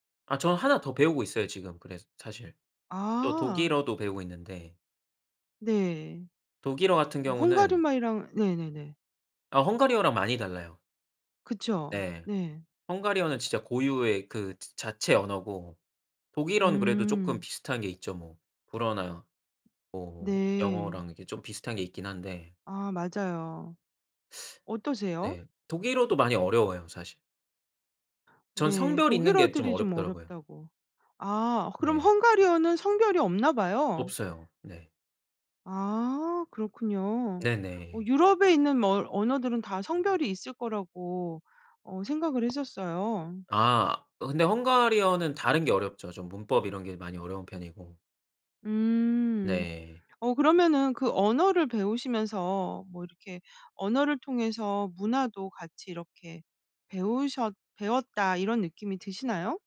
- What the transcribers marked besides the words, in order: tapping
- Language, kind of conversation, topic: Korean, podcast, 언어가 당신에게 어떤 의미인가요?